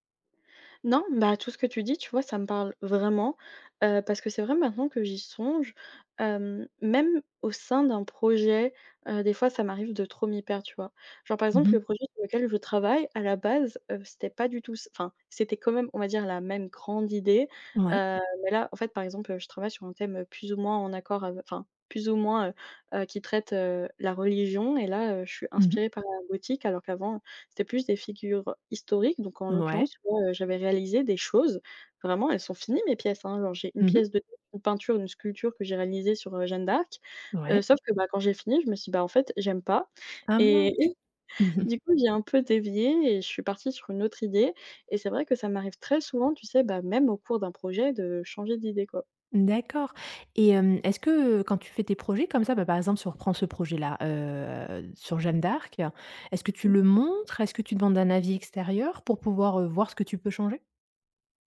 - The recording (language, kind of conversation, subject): French, advice, Comment choisir une idée à développer quand vous en avez trop ?
- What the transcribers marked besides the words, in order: tapping; other background noise; unintelligible speech; chuckle